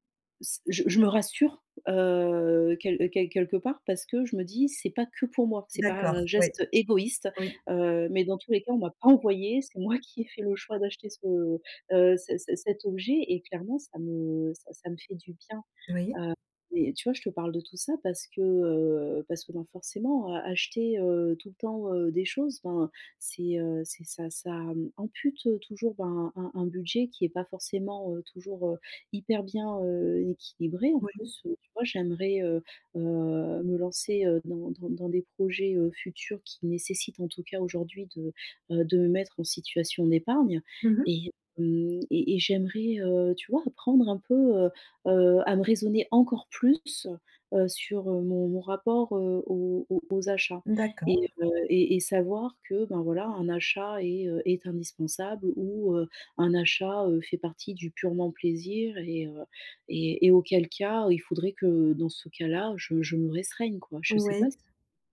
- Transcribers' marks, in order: stressed: "égoïste"
- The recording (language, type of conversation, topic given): French, advice, Comment puis-je distinguer mes vrais besoins de mes envies d’achats matériels ?